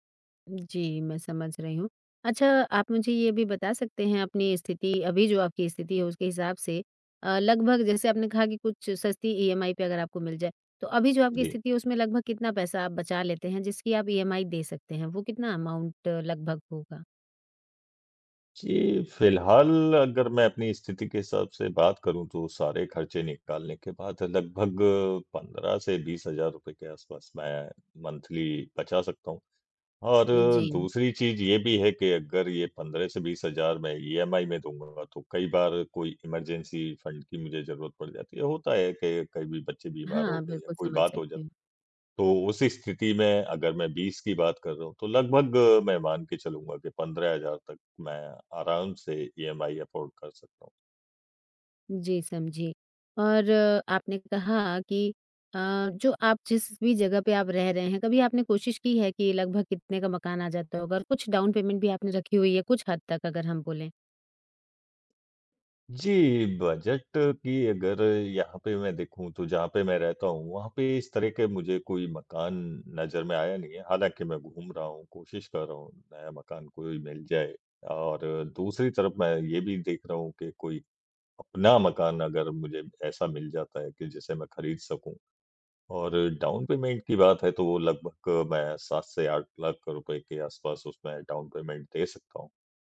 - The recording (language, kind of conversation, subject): Hindi, advice, मकान ढूँढ़ने या उसे किराये पर देने/बेचने में आपको किन-किन परेशानियों का सामना करना पड़ता है?
- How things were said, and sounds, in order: tapping; other background noise; in English: "अमाउंट"; in English: "मंथली"; in English: "इमरजेंसी फंड"; in English: "अफ़ोर्ड"; in English: "डाउन पेमेंट"; in English: "डाउन पेमेंट"; in English: "डाउन पेमेंट"